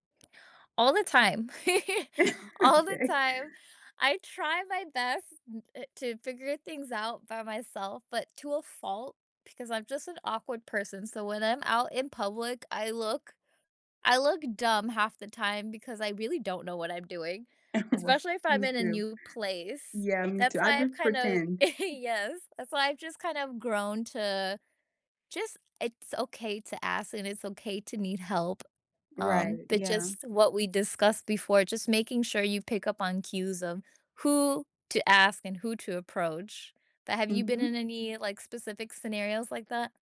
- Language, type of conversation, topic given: English, unstructured, How do you decide when to ask a stranger for help and when to figure things out on your own?
- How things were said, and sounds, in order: chuckle; laugh; chuckle; chuckle